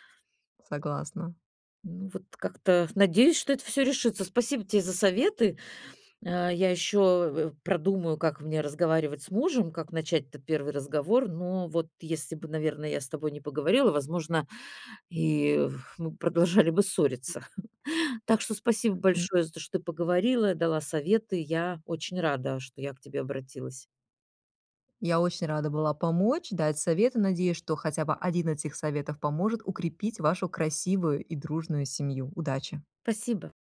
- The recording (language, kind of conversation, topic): Russian, advice, Как нам с партнёром договориться о воспитании детей, если у нас разные взгляды?
- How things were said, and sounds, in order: chuckle